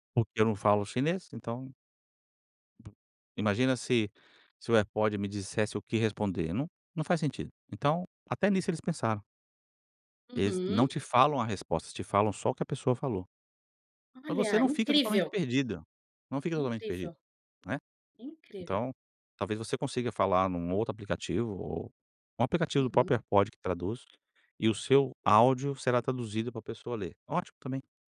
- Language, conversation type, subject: Portuguese, podcast, Qual aplicativo você não consegue viver sem e por quê?
- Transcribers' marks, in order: tapping